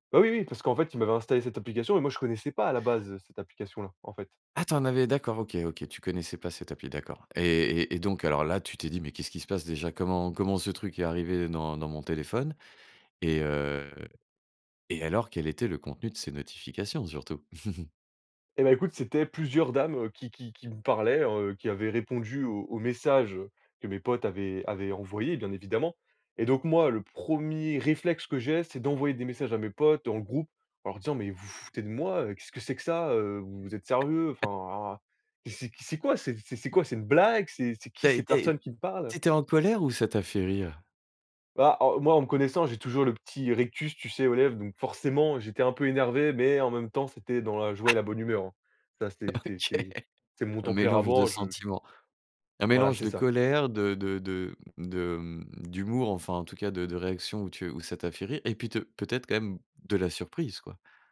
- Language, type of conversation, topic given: French, podcast, Quelle rencontre a changé ta façon de voir la vie ?
- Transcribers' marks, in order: chuckle; chuckle; stressed: "forcément"; laughing while speaking: "OK"